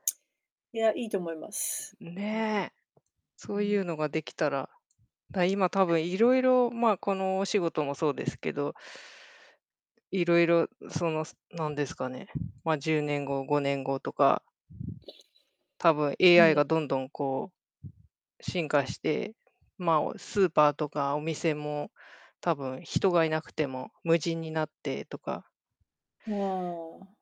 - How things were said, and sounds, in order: unintelligible speech; tapping
- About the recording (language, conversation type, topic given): Japanese, unstructured, 10年後、あなたはどんな暮らしをしていると思いますか？